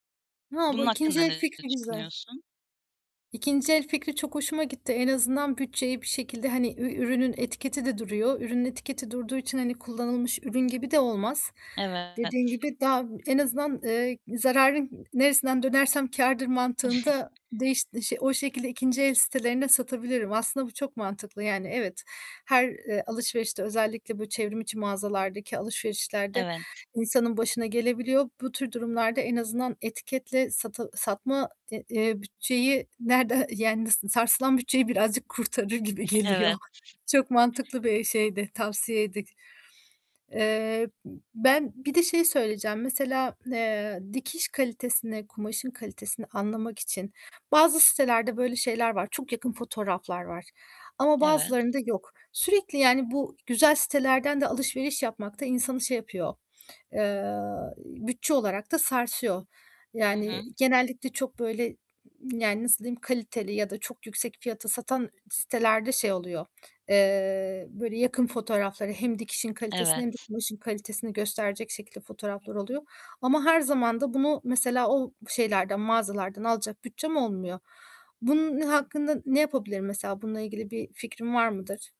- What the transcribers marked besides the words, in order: tapping; other background noise; distorted speech; chuckle; laughing while speaking: "geliyor"; alarm
- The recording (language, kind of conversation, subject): Turkish, advice, Çevrimiçi veya mağazada alışveriş yaparken kıyafetlerin bedeninin ve kalitesinin doğru olduğundan nasıl emin olabilirim?